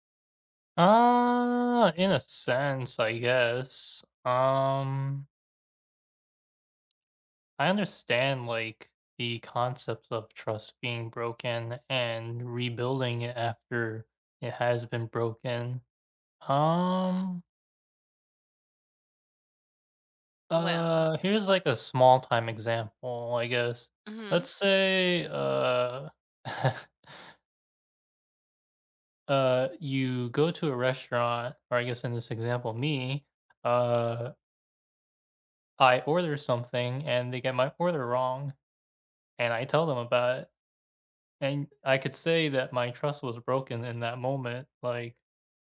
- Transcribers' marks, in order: drawn out: "Uh"; drawn out: "Um"; other background noise; chuckle; tapping
- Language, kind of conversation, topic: English, unstructured, What is the hardest lesson you’ve learned about trust?